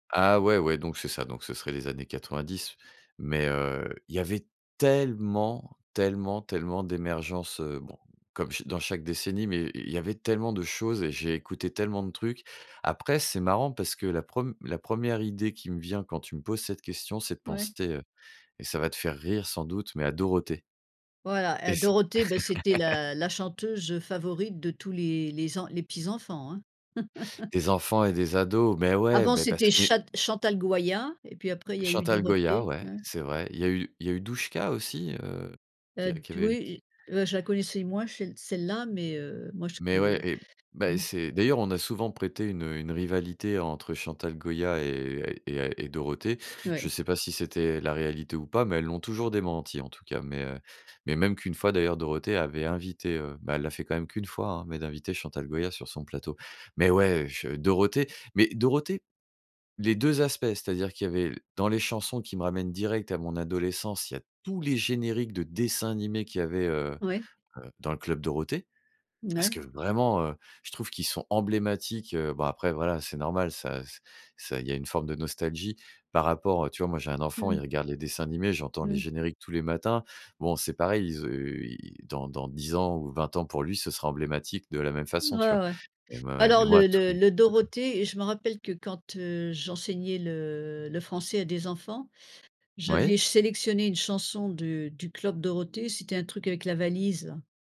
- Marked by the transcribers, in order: stressed: "tellement"; laugh; laugh; other background noise; stressed: "tous"; drawn out: "le"
- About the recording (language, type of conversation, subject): French, podcast, Quelle chanson te ramène directement à ton adolescence ?